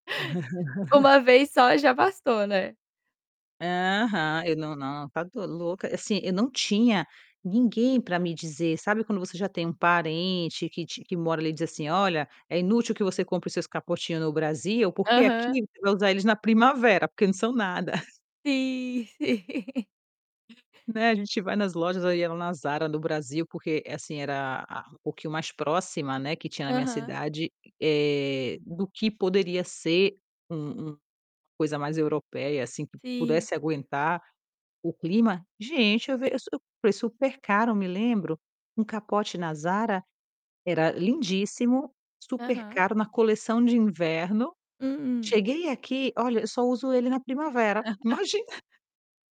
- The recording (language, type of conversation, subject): Portuguese, podcast, O que inspira você na hora de escolher um look?
- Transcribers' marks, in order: laugh; tapping; laughing while speaking: "Uma vez só já bastou né"; chuckle; laughing while speaking: "sim"; other background noise; chuckle